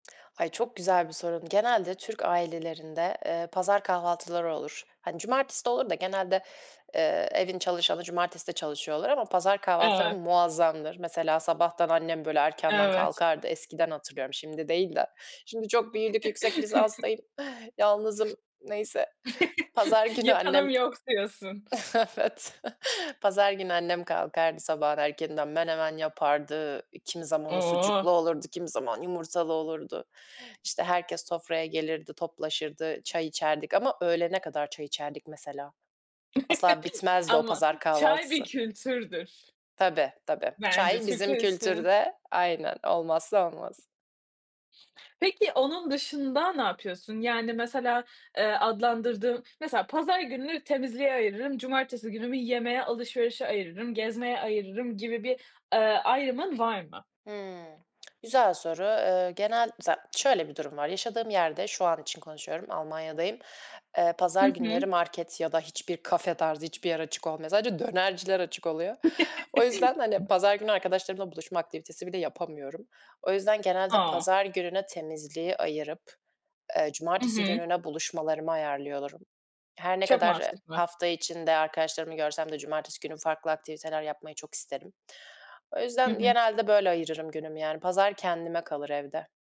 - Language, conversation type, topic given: Turkish, podcast, Hafta sonlarını evde nasıl geçirirsin?
- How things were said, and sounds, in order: other background noise; tapping; chuckle; laughing while speaking: "evet"; chuckle; chuckle; tongue click; chuckle